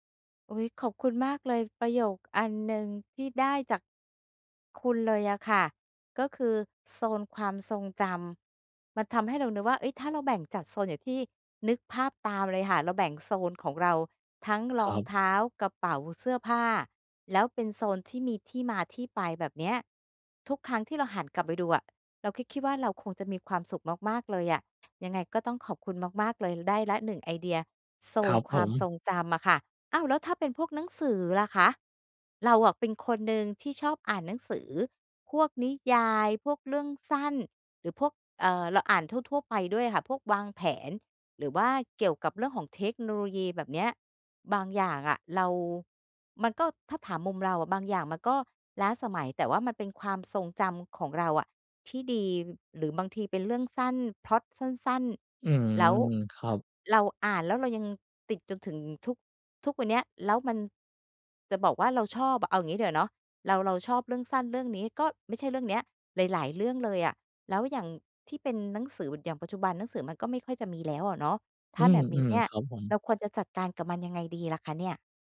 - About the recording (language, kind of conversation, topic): Thai, advice, ควรตัดสินใจอย่างไรว่าอะไรควรเก็บไว้หรือทิ้งเมื่อเป็นของที่ไม่ค่อยได้ใช้?
- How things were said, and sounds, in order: tapping